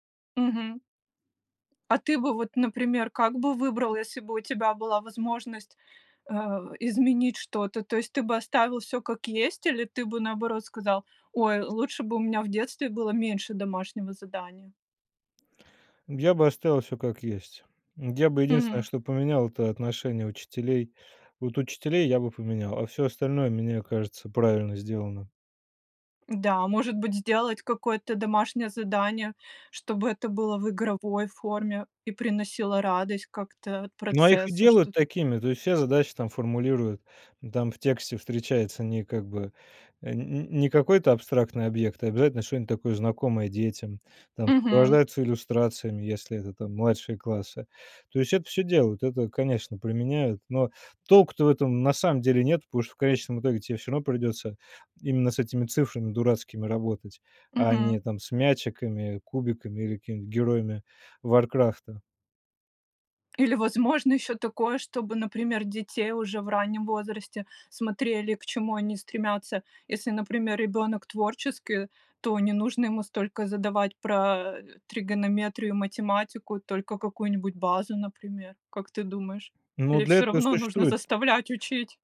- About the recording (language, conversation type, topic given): Russian, podcast, Что вы думаете о домашних заданиях?
- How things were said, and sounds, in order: tapping